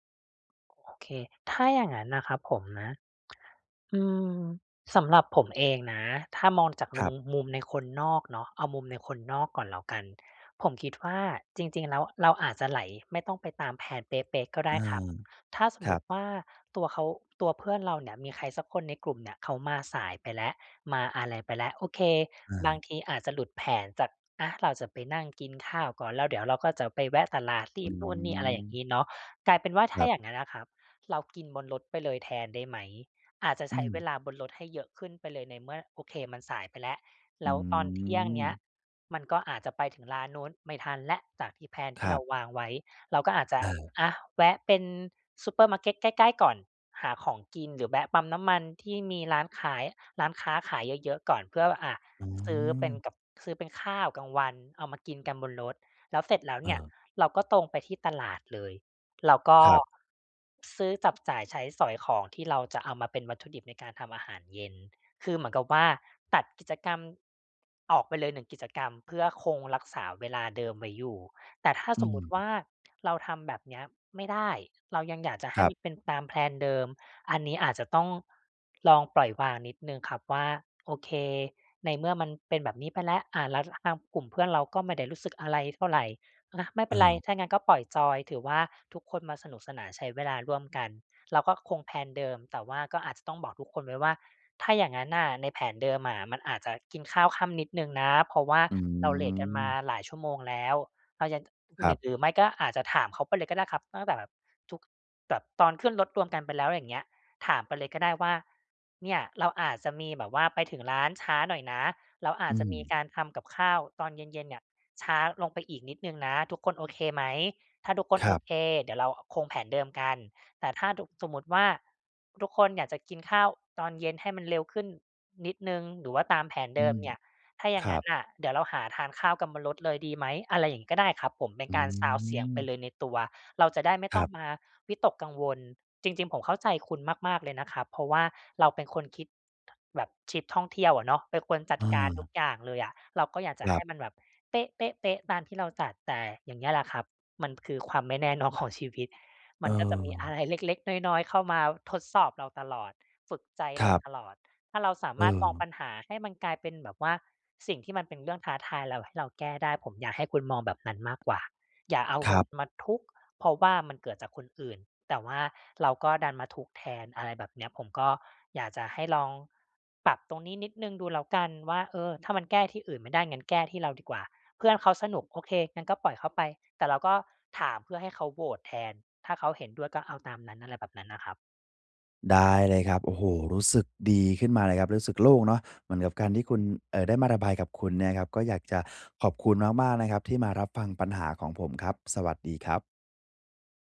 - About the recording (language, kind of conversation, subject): Thai, advice, จะปรับตัวอย่างไรเมื่อทริปมีความไม่แน่นอน?
- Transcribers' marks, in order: tsk; in English: "แพลน"; in English: "แพลน"; in English: "แพลน"; in English: "แพลน"; unintelligible speech; laughing while speaking: "นอน"; laughing while speaking: "อะไรเล็ก ๆ"